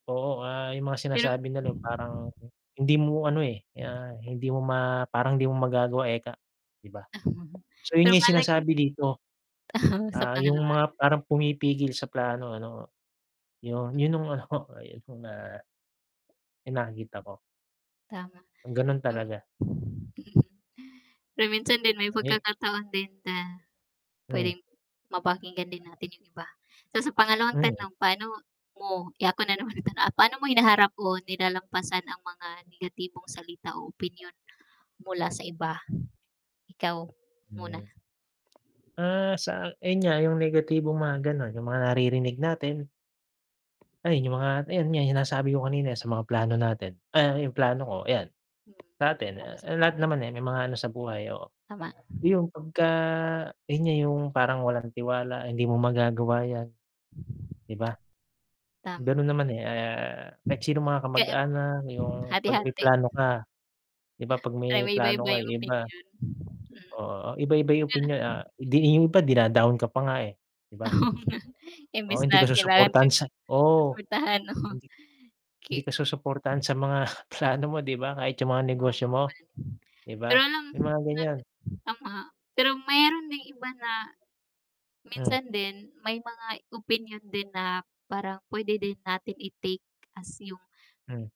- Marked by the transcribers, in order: distorted speech; tapping; other background noise; static; unintelligible speech; unintelligible speech; unintelligible speech; wind; chuckle; laughing while speaking: "mga plano"; unintelligible speech
- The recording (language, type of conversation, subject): Filipino, unstructured, Paano mo hinaharap ang mga taong humahadlang sa mga plano mo?